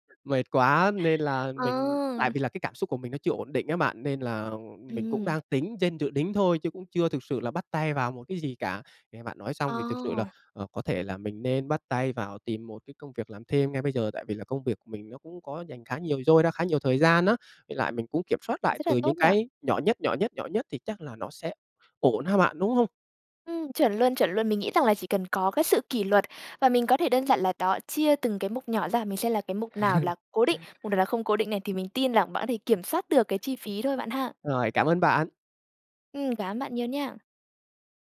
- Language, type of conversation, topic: Vietnamese, advice, Làm sao để đối phó với việc chi phí sinh hoạt tăng vọt sau khi chuyển nhà?
- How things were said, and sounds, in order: tapping; laugh